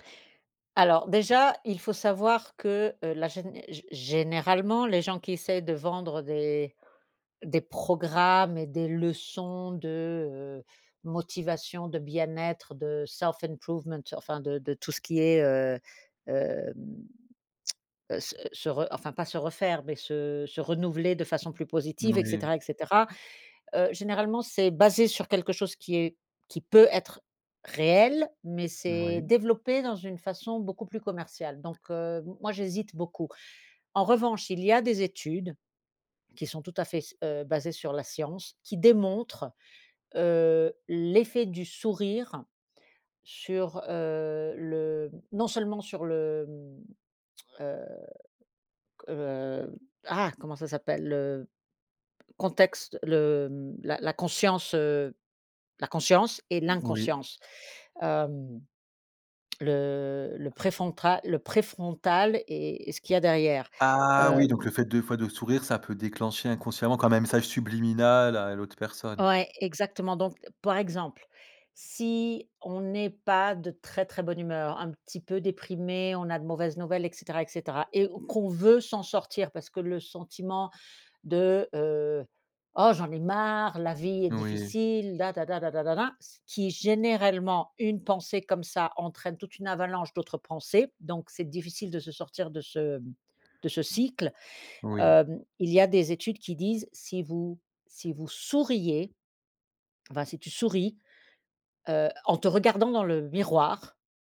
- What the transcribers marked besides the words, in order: put-on voice: "self improvement"; stressed: "réel"; stressed: "démontrent"; "préfrontal" said as "préfontral"; stressed: "souriez"
- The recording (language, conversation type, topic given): French, podcast, Comment distinguer un vrai sourire d’un sourire forcé ?